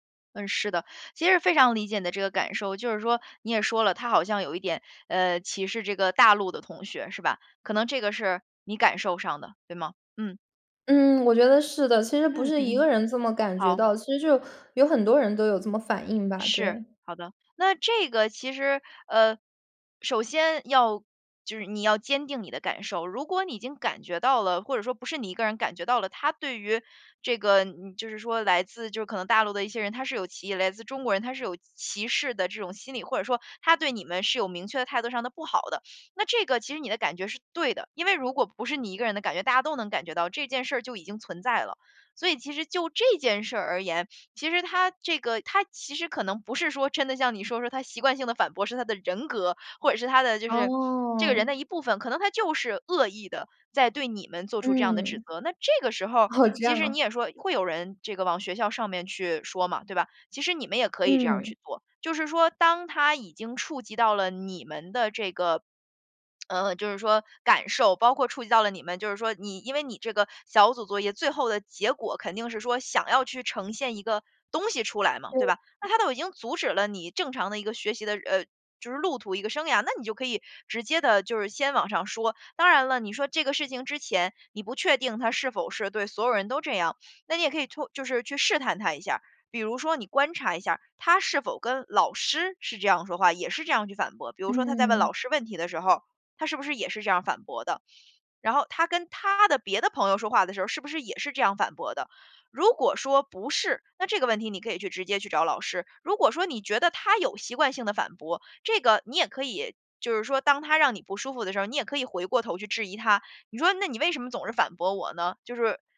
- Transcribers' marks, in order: other background noise; laughing while speaking: "真的"; laughing while speaking: "哦"
- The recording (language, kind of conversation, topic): Chinese, advice, 同事在会议上公开质疑我的决定，我该如何应对？